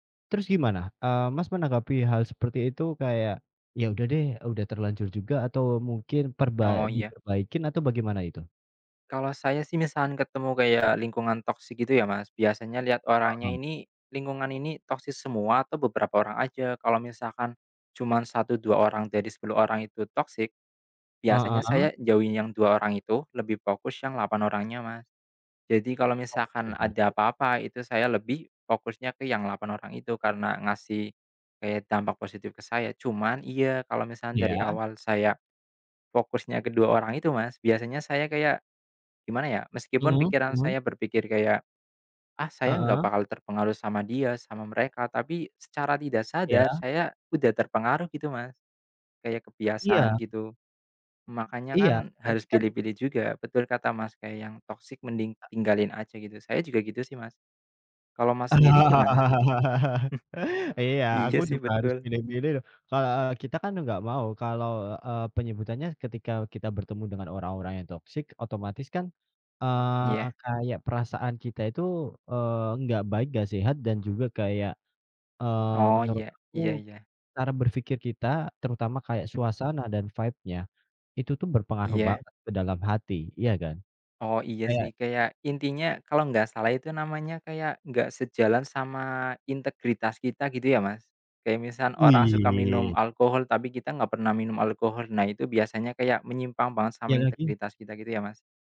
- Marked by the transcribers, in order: "fokus" said as "fokyus"; laugh; tapping; in English: "vibe-nya"; drawn out: "Wih!"
- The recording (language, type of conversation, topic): Indonesian, unstructured, Bagaimana cara kamu mengatasi tekanan untuk menjadi seperti orang lain?